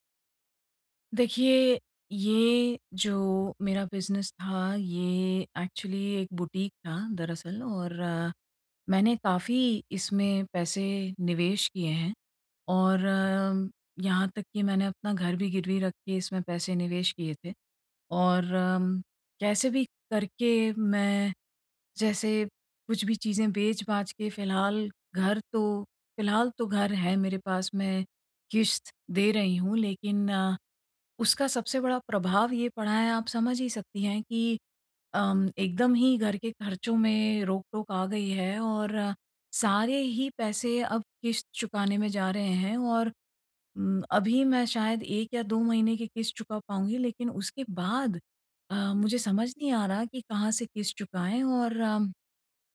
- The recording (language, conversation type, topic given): Hindi, advice, नुकसान के बाद मैं अपना आत्मविश्वास फिर से कैसे पा सकता/सकती हूँ?
- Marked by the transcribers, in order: in English: "एक्चुअली"